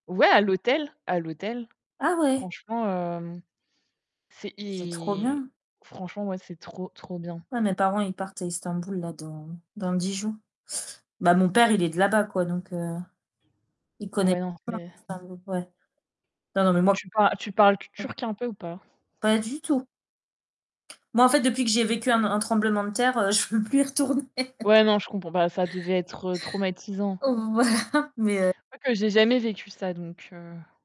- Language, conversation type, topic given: French, unstructured, Quel objectif t’enthousiasme le plus en ce moment ?
- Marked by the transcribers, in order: static; distorted speech; unintelligible speech; tapping; laughing while speaking: "je veux plus y retourner"; laughing while speaking: "Voilà"